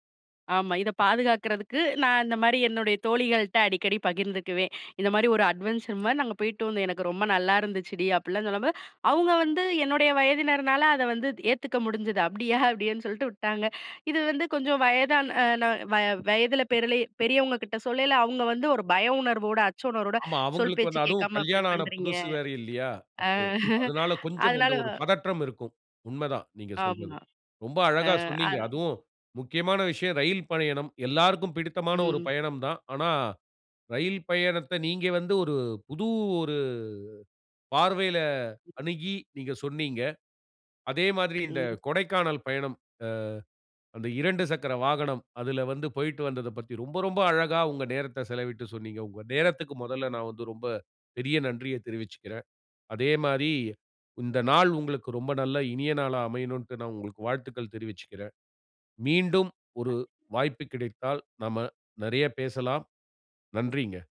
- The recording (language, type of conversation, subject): Tamil, podcast, உங்களுக்கு மிகவும் பிடித்த பயண நினைவு எது?
- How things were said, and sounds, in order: inhale; in English: "அட்வென்ச்சர்"; other background noise; inhale; laughing while speaking: "அப்டின்னு சொல்ட்டு விட்டாங்க"; inhale; inhale; chuckle; inhale; unintelligible speech